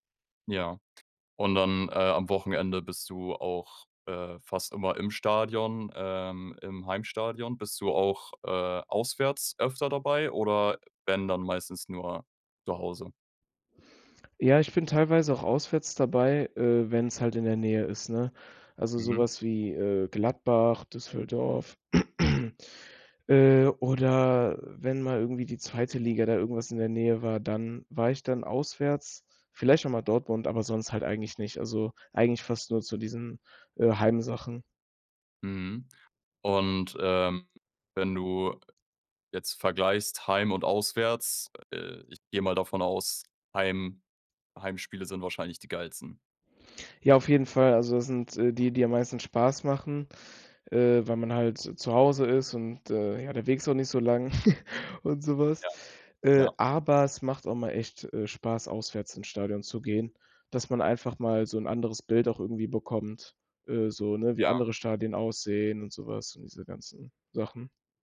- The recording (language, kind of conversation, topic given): German, podcast, Wie hast du dein liebstes Hobby entdeckt?
- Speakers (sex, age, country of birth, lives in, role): male, 18-19, Germany, Germany, guest; male, 25-29, Germany, Germany, host
- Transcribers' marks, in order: giggle; joyful: "und so was"